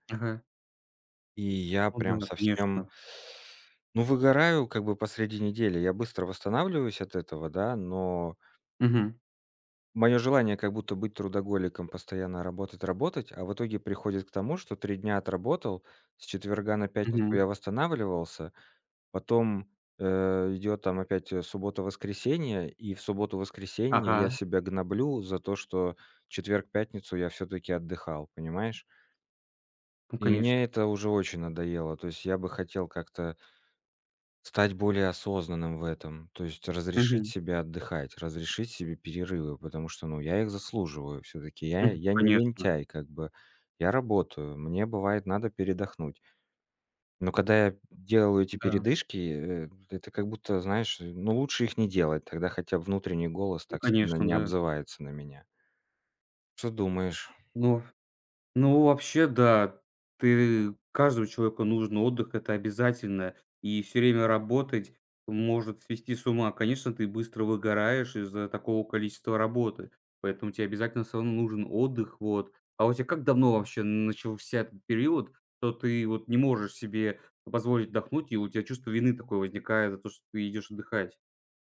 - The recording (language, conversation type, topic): Russian, advice, Как чувство вины во время перерывов мешает вам восстановить концентрацию?
- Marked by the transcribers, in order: tapping